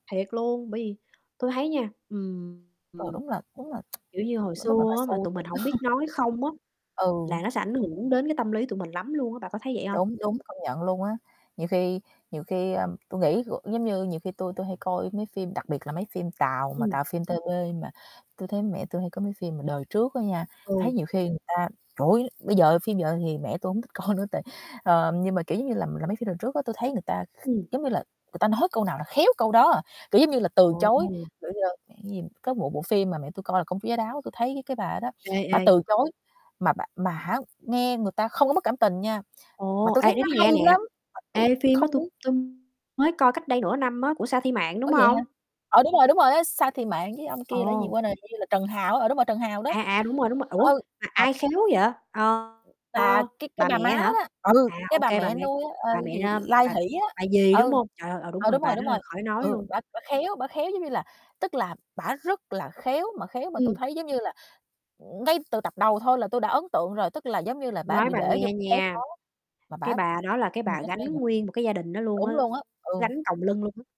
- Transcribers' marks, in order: tapping; distorted speech; mechanical hum; static; tsk; other background noise; chuckle; "TVB" said as "TB"; laughing while speaking: "coi"; unintelligible speech; other noise
- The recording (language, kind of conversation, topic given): Vietnamese, unstructured, Khi nào bạn nên nói “không” để bảo vệ bản thân?